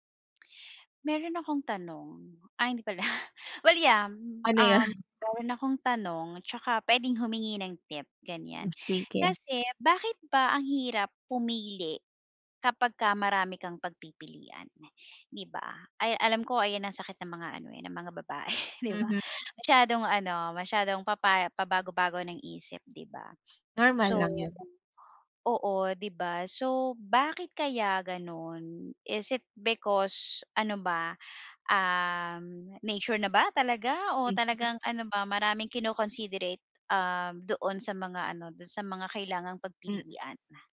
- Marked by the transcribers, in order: laughing while speaking: "pala"; laughing while speaking: "yan?"; tapping; laughing while speaking: "babae"; other background noise
- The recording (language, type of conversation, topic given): Filipino, advice, Bakit ako nalilito kapag napakaraming pagpipilian sa pamimili?